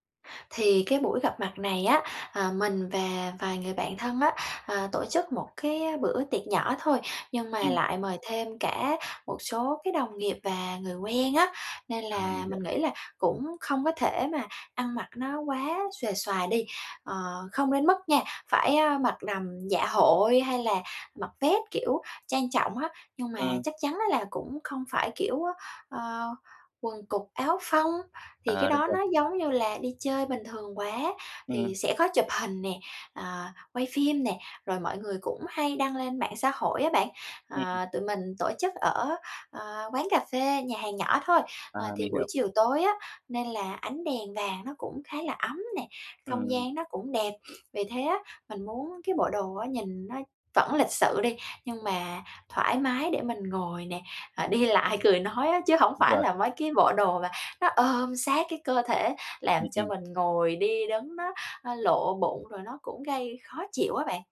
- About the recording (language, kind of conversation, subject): Vietnamese, advice, Bạn có thể giúp mình chọn trang phục phù hợp cho sự kiện sắp tới được không?
- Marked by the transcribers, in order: tapping; unintelligible speech; other background noise